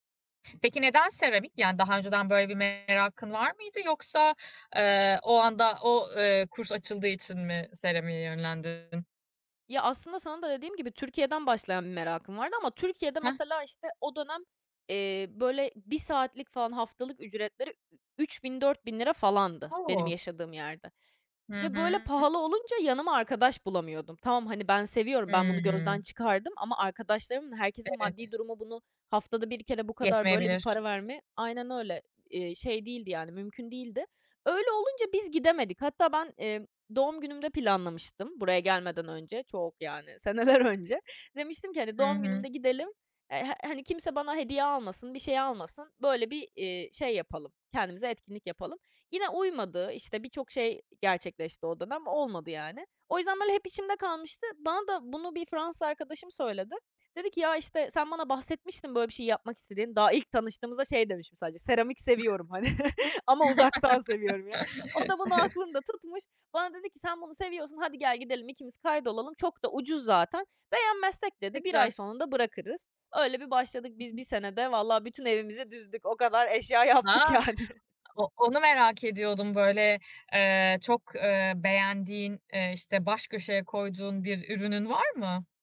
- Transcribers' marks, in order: other background noise; laughing while speaking: "seneler önce"; chuckle; unintelligible speech; laughing while speaking: "yani"
- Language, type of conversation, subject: Turkish, podcast, Yalnızlıkla başa çıkarken hangi günlük alışkanlıklar işe yarar?